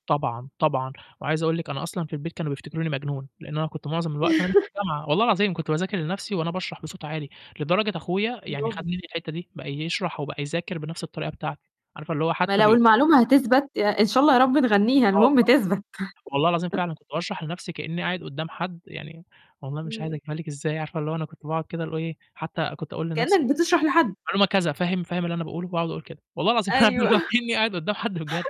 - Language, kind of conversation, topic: Arabic, podcast, إزاي تخلي المذاكرة ممتعة بدل ما تبقى واجب؟
- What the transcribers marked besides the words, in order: chuckle; static; distorted speech; other noise; laughing while speaking: "أيوه"; unintelligible speech; laughing while speaking: "وكأني قاعد قدّام حد بجد"